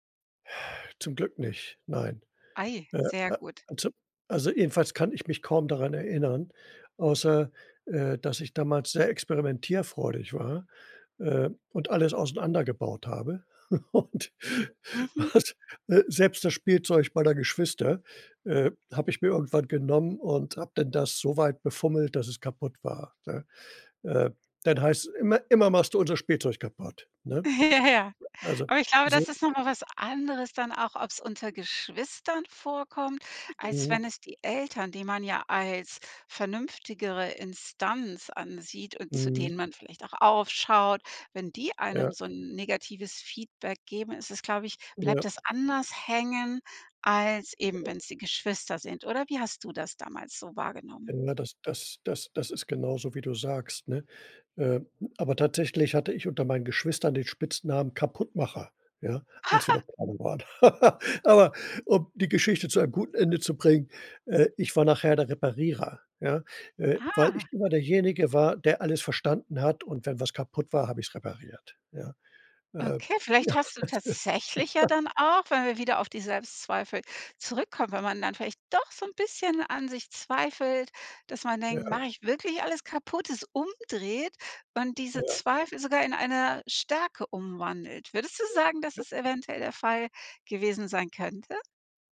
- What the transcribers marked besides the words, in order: chuckle; laughing while speaking: "Und was"; laughing while speaking: "Ja, ja"; other background noise; laugh; laugh; chuckle; laugh
- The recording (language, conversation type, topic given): German, podcast, Wie gehst du mit Selbstzweifeln um?